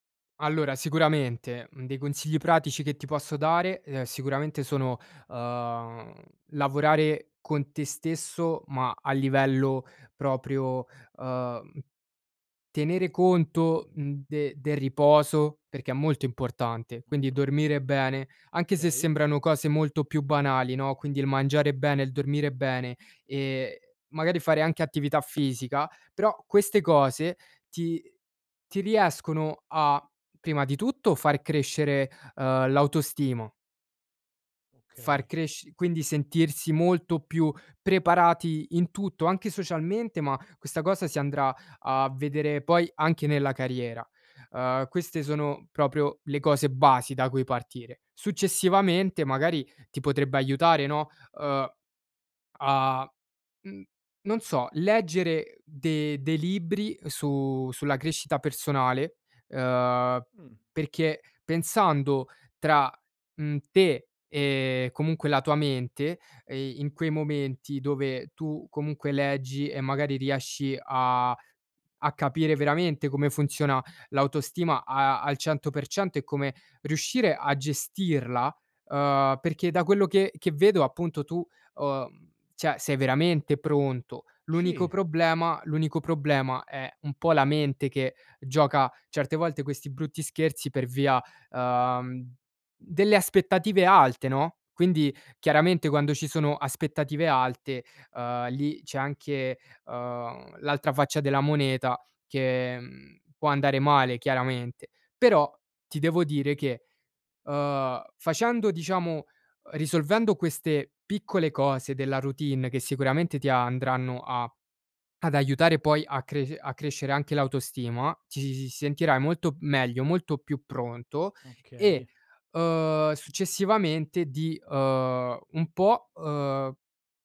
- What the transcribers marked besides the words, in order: other background noise; tapping; "cioè" said as "ceh"
- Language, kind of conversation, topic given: Italian, advice, Come posso affrontare la paura di fallire quando sto per iniziare un nuovo lavoro?